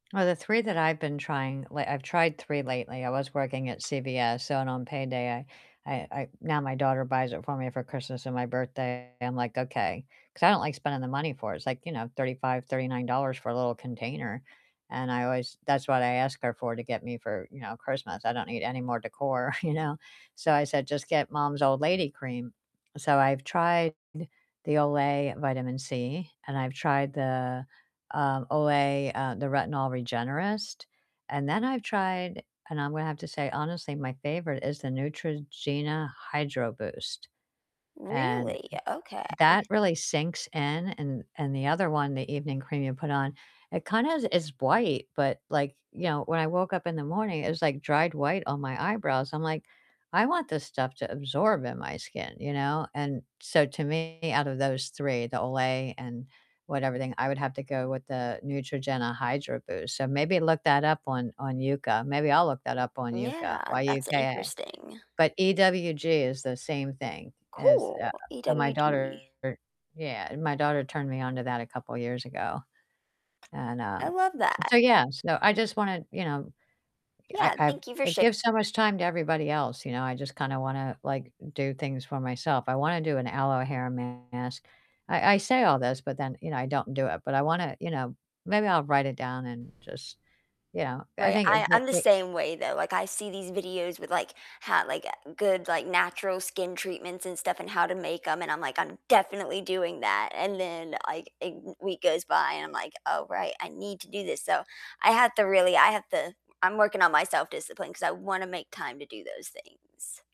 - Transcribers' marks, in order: other background noise; distorted speech; chuckle; static; stressed: "definitely"
- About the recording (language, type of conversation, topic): English, unstructured, What does self-care look like for you lately?